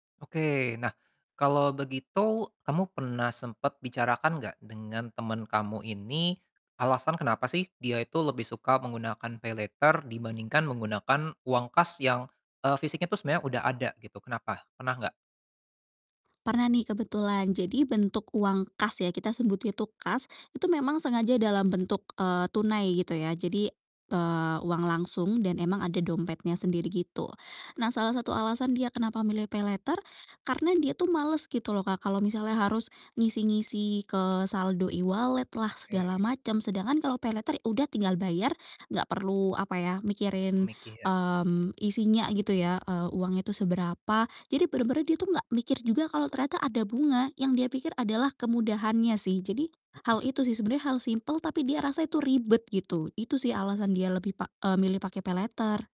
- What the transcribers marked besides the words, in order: in English: "paylater"; distorted speech; in English: "paylater"; in English: "e-wallet"; in English: "paylater"; other background noise; in English: "paylater"
- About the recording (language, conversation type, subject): Indonesian, advice, Bagaimana cara Anda dan pihak terkait menyikapi perbedaan pandangan tentang keuangan dan pengeluaran bersama?